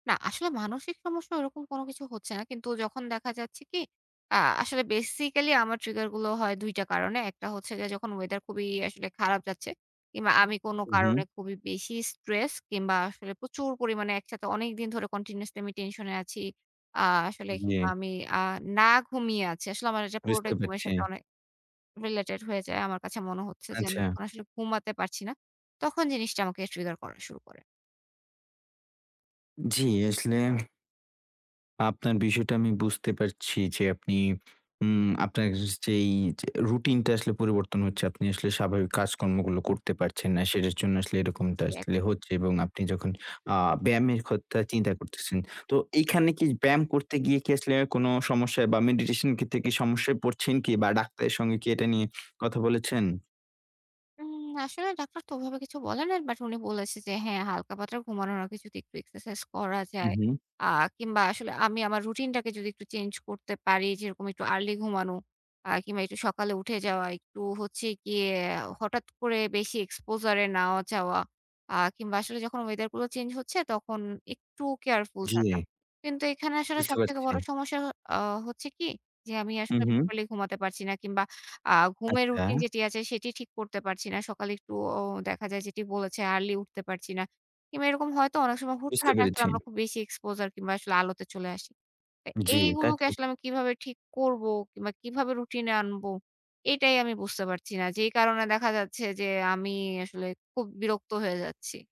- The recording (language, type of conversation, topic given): Bengali, advice, হঠাৎ কোনো স্বাস্থ্য সমস্যা ধরা পড়ার পর আপনি কীভাবে জীবনযাপন সামলাচ্ছেন এবং পরিবর্তনগুলো মেনে নিচ্ছেন?
- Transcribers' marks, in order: other background noise; unintelligible speech; in English: "exposure"; in English: "exposure"